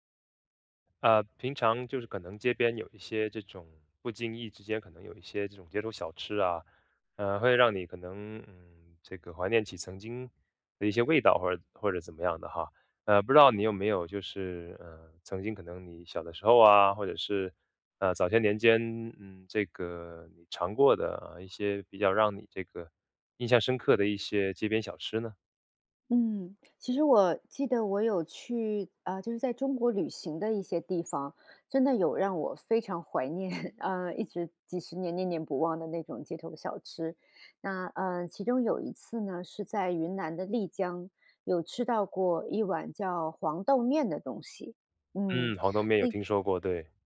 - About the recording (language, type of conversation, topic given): Chinese, podcast, 你有没有特别怀念的街头小吃？
- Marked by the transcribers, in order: other background noise; laughing while speaking: "念"